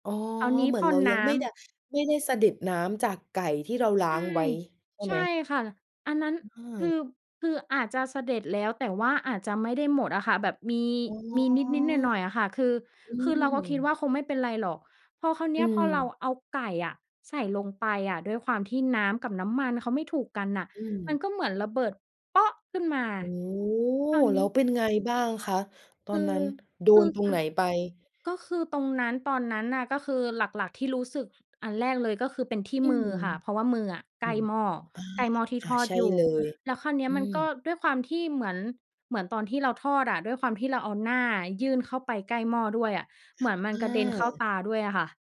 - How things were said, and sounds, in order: none
- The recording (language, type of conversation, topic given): Thai, podcast, เคยเกิดอุบัติเหตุในครัวไหม แล้วเล่าให้ฟังได้ไหม?